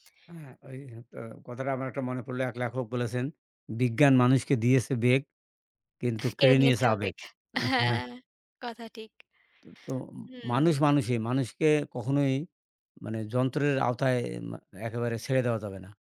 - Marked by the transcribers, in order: chuckle; laughing while speaking: "কেড়ে নিয়েছে আবেগ"
- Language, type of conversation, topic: Bengali, unstructured, বিজ্ঞান কীভাবে তোমার জীবনকে আরও আনন্দময় করে তোলে?